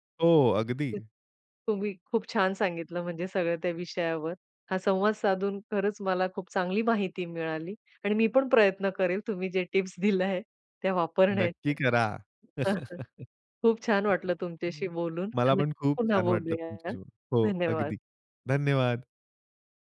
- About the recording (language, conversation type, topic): Marathi, podcast, ध्यान करताना लक्ष विचलित झाल्यास काय कराल?
- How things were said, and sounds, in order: other background noise; laughing while speaking: "टिप्स दिल्या आहे"; chuckle